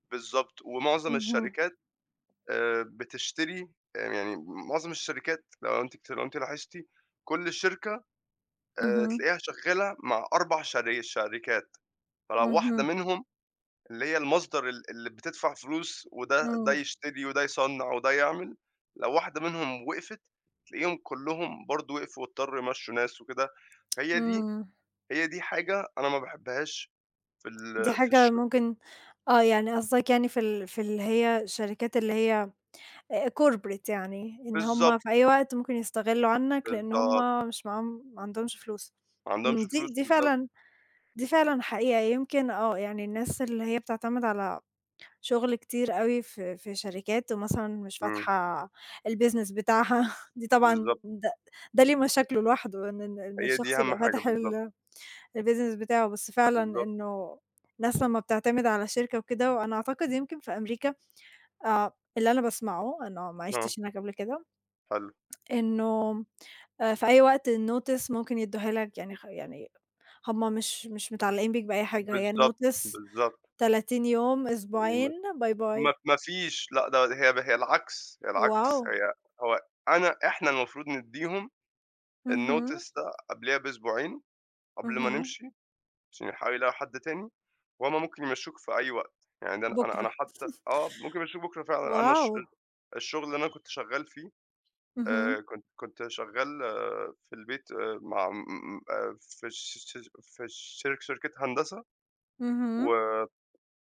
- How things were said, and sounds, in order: tsk; tapping; in English: "Corporate"; other background noise; in English: "الBusiness"; in English: "الBusiness"; tsk; in English: "الNotice"; in English: "Notice"; unintelligible speech; in English: "الNotice"; chuckle
- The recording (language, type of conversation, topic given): Arabic, unstructured, إيه أكبر حاجة بتخوفك في مستقبلك المهني؟